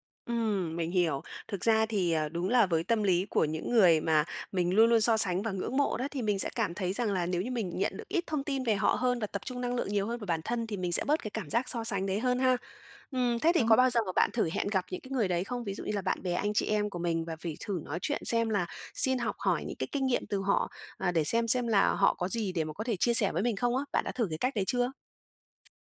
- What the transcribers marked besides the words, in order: tapping; unintelligible speech; other background noise
- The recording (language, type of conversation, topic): Vietnamese, advice, Làm sao để tôi ngừng so sánh bản thân với người khác dựa trên kết quả?